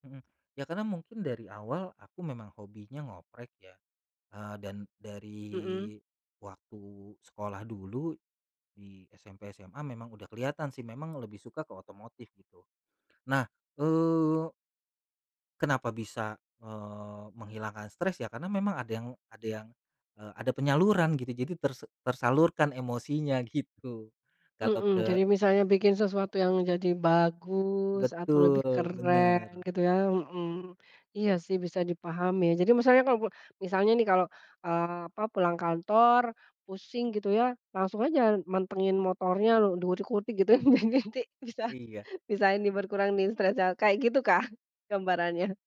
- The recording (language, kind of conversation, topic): Indonesian, podcast, Bagaimana hobimu membantumu mengatasi stres?
- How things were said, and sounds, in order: chuckle; laughing while speaking: "biar"